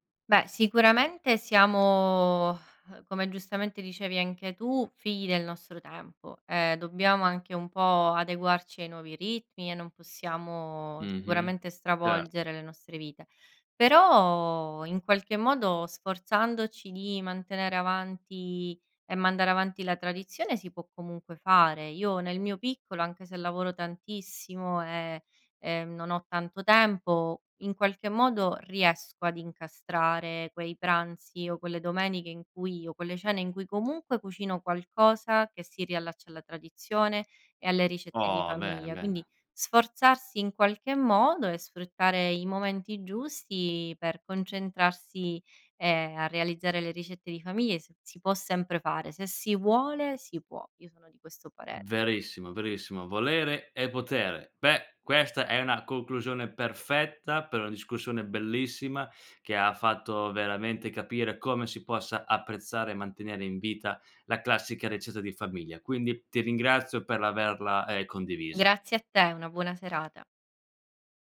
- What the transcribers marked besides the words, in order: other background noise; sigh
- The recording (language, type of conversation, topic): Italian, podcast, Raccontami della ricetta di famiglia che ti fa sentire a casa